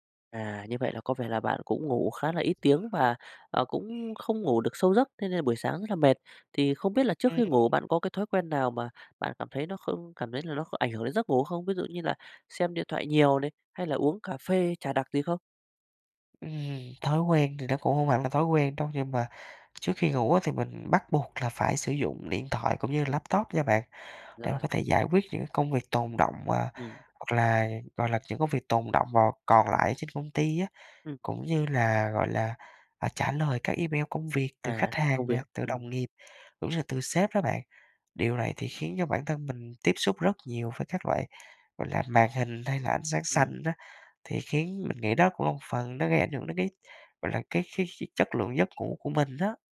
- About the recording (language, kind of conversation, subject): Vietnamese, advice, Làm sao để bạn sắp xếp thời gian hợp lý hơn để ngủ đủ giấc và cải thiện sức khỏe?
- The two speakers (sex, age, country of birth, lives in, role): male, 20-24, Vietnam, Vietnam, user; male, 35-39, Vietnam, Vietnam, advisor
- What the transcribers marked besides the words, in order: tapping; other background noise